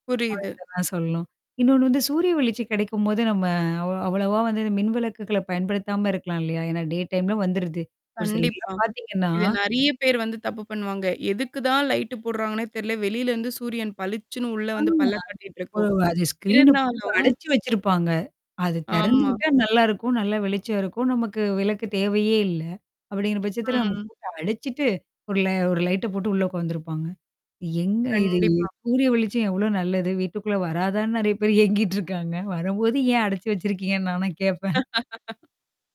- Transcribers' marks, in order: unintelligible speech; in English: "டே டைம்ல"; distorted speech; mechanical hum; in English: "ஸ்க்ரீனு"; laughing while speaking: "ஏங்கிட்டுருக்காங்க"; laughing while speaking: "நானான் கேட்பேன்"; "நாலாம்" said as "நானான்"; laugh
- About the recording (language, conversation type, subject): Tamil, podcast, மின்சாரச் செலவைக் குறைக்க தினசரி பழக்கங்களில் நாம் எந்த மாற்றங்களை செய்யலாம்?